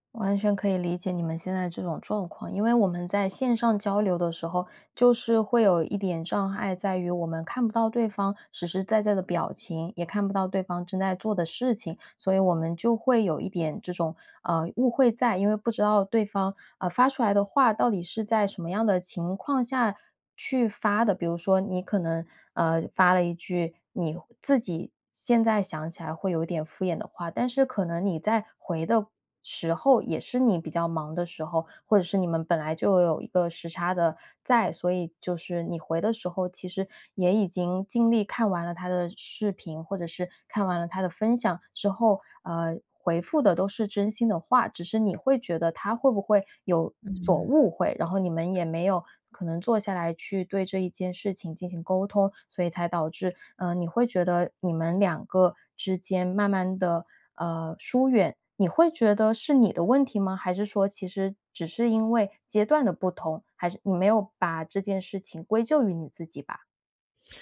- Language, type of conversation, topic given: Chinese, advice, 我该如何与老朋友沟通澄清误会？
- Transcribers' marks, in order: none